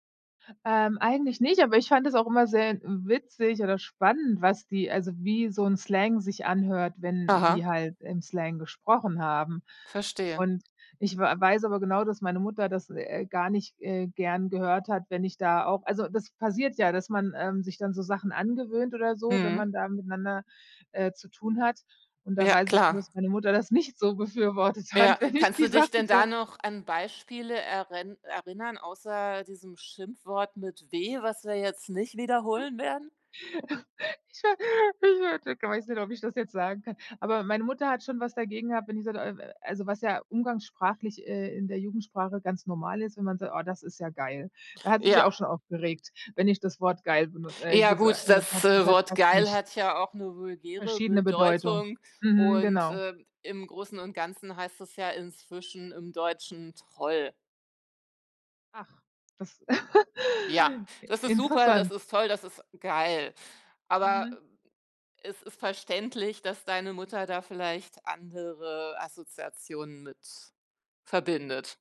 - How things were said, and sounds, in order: other background noise; laughing while speaking: "wenn ich die Sachen so"; chuckle; laughing while speaking: "Ich wa ich weiß nicht, ob ich das jetzt sagen kann"; unintelligible speech; chuckle
- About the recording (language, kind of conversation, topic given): German, podcast, Wie hat die Sprache in deiner Familie deine Identität geprägt?